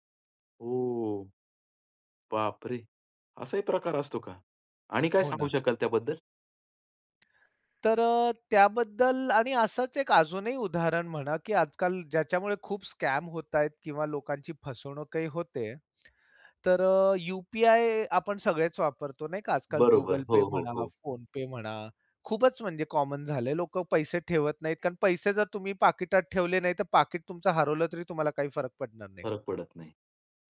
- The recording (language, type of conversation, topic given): Marathi, podcast, डिजिटल पेमेंट्स वापरताना तुम्हाला कशाची काळजी वाटते?
- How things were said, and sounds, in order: surprised: "ओ, बापरे!"; tapping; in English: "स्कॅम"; other background noise